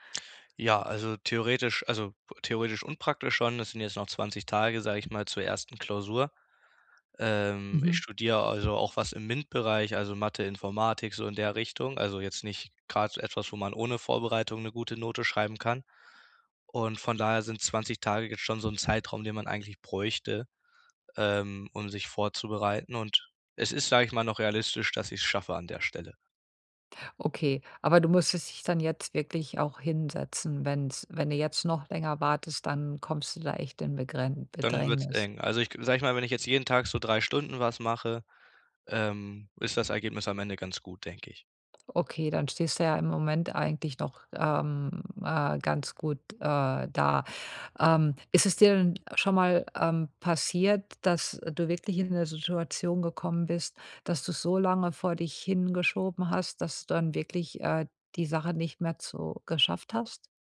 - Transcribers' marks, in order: lip smack; other background noise
- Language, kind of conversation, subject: German, advice, Wie erreiche ich meine Ziele effektiv, obwohl ich prokrastiniere?